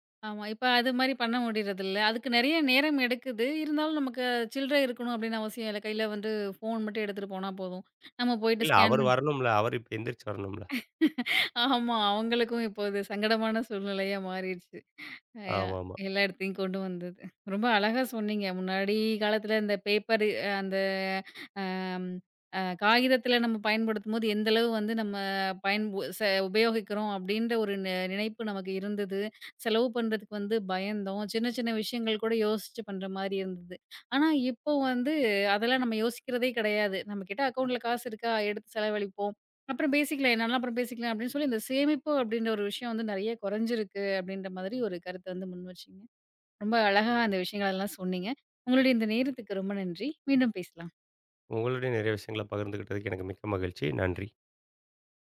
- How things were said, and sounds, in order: in English: "ஸ்கேன்"; chuckle
- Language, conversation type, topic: Tamil, podcast, பணத்தைப் பயன்படுத்தாமல் செய்யும் மின்னணு பணப்பரிமாற்றங்கள் உங்கள் நாளாந்த வாழ்க்கையின் ஒரு பகுதியாக எப்போது, எப்படித் தொடங்கின?